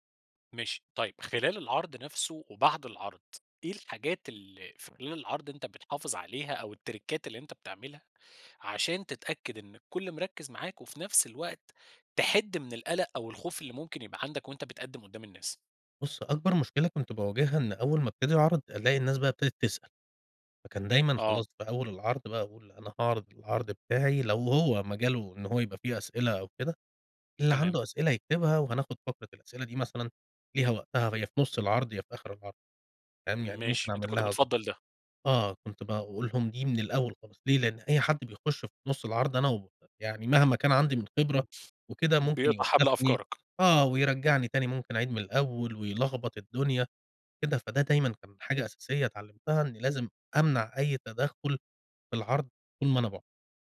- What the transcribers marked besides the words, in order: in English: "التّْرِيكات"; other background noise
- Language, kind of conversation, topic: Arabic, podcast, بتحس بالخوف لما تعرض شغلك قدّام ناس؟ بتتعامل مع ده إزاي؟